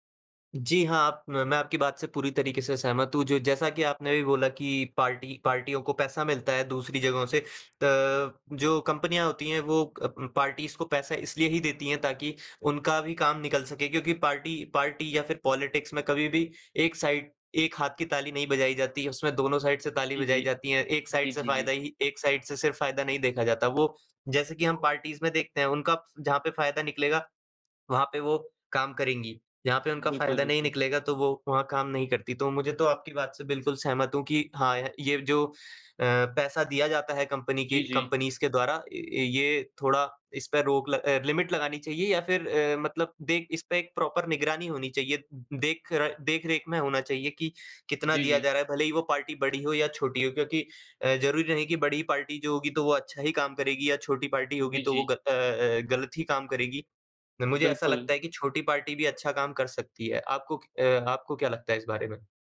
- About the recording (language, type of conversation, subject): Hindi, unstructured, क्या चुनाव में पैसा ज़्यादा प्रभाव डालता है?
- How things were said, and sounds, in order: in English: "पार्टीज़"; in English: "साइड"; in English: "साइड"; in English: "साइड"; in English: "साइड"; in English: "पार्टीज़"; in English: "लिमिट"; in English: "प्रॉपर"